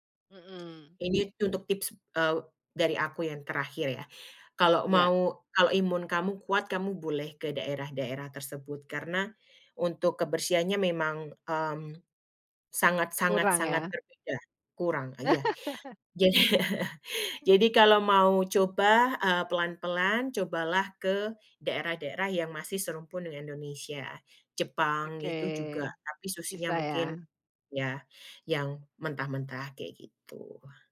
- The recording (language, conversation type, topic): Indonesian, podcast, Ceritakan pengalaman makan jajanan kaki lima yang paling berkesan?
- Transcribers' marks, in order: laugh; laughing while speaking: "jadi"